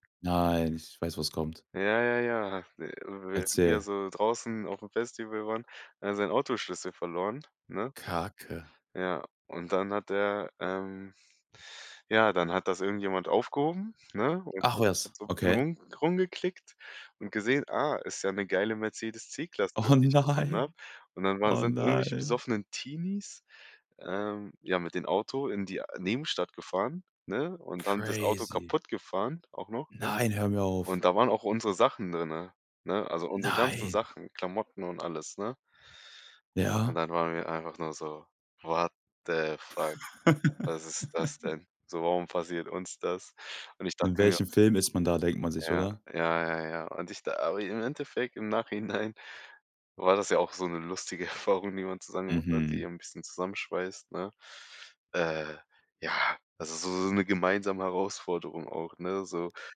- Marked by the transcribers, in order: unintelligible speech; laughing while speaking: "Oh nein"; in English: "Crazy"; in English: "What the fuck"; laugh; laughing while speaking: "Nachhinein"; laughing while speaking: "Erfahrung"
- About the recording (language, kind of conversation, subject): German, podcast, Welche Freundschaft ist mit den Jahren stärker geworden?
- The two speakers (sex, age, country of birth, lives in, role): male, 25-29, Germany, Germany, guest; male, 25-29, Germany, Germany, host